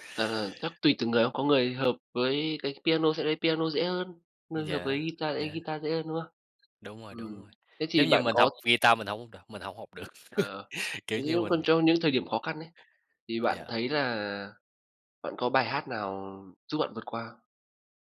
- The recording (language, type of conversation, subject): Vietnamese, unstructured, Bạn nghĩ âm nhạc có thể thay đổi tâm trạng của bạn như thế nào?
- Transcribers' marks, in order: tapping; other background noise; "guitar" said as "vi ta"; laugh